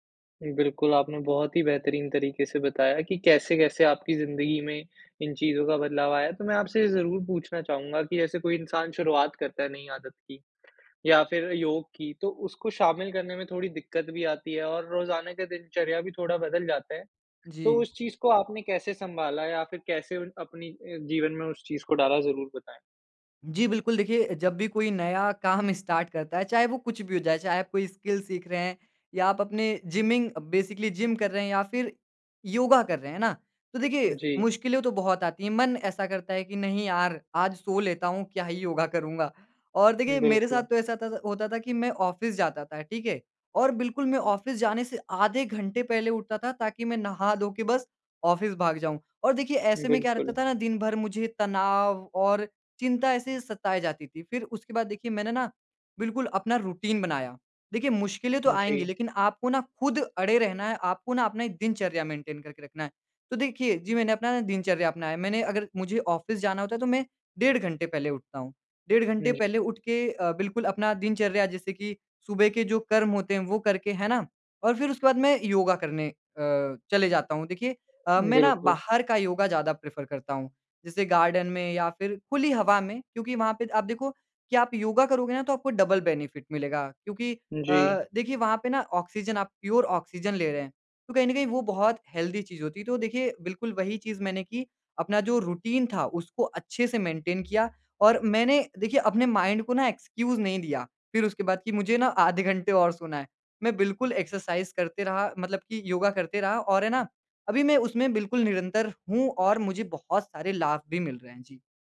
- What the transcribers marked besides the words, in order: in English: "स्टार्ट"; in English: "स्किल"; in English: "जिमिंग बेसिकली"; in English: "रूटीन"; in English: "मेंटेन"; in English: "प्रेफ़र"; in English: "गार्डन"; in English: "डबल बेनिफिट"; in English: "हेल्दी"; in English: "रूटीन"; in English: "मेंटेन"; in English: "माइंड"; in English: "एक्सक्यूज़"; in English: "एक्सरसाइज़"
- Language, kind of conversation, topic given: Hindi, podcast, योग ने आपके रोज़मर्रा के जीवन पर क्या असर डाला है?